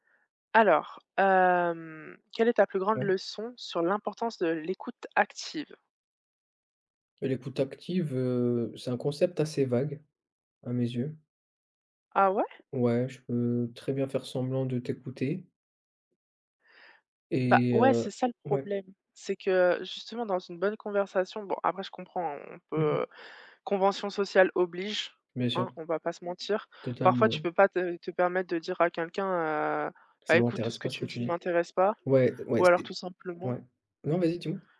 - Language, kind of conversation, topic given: French, unstructured, Quelle est la plus grande leçon que vous avez tirée de l’importance de l’écoute active ?
- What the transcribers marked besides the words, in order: drawn out: "hem"